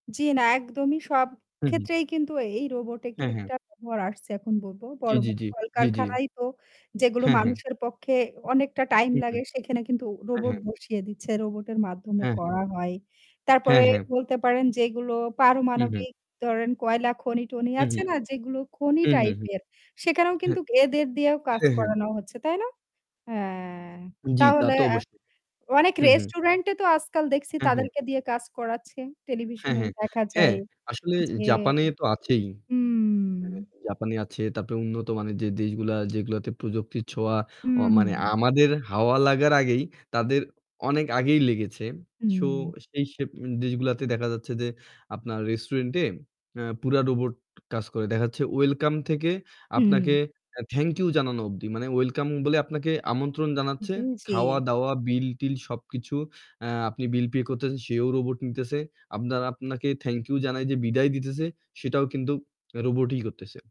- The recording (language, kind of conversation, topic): Bengali, unstructured, আপনি কি ভয় পান যে রোবট আমাদের চাকরি কেড়ে নেবে?
- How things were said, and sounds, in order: static; "আসছে" said as "আশ্চে"; distorted speech; "পুরো" said as "পুরা"